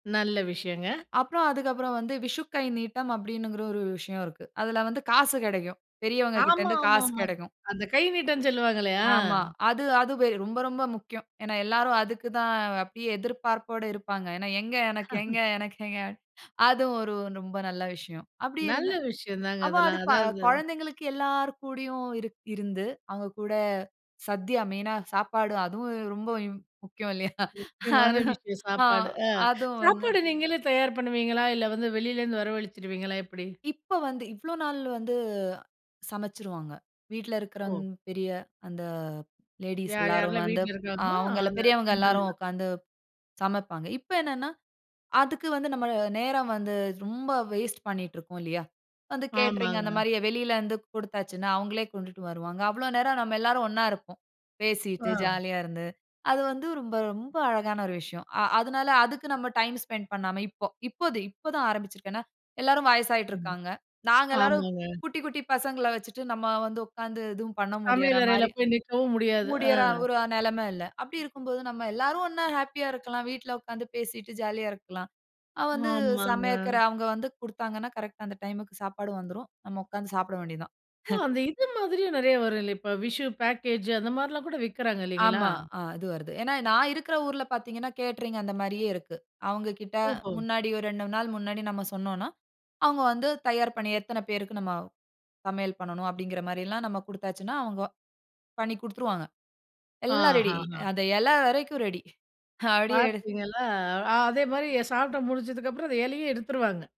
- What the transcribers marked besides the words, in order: laugh; chuckle; other noise; in English: "கேட்டரிங்"; in English: "டைம் ஸ்பெண்ட்"; chuckle; in English: "விஷு பேக்கேஜ்"; in English: "கேட்டரிங்"; tapping
- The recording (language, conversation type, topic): Tamil, podcast, மக்கள் ஒன்றாகச் சேர்ந்து கொண்டாடிய திருநாளில் உங்களுக்கு ஏற்பட்ட அனுபவம் என்ன?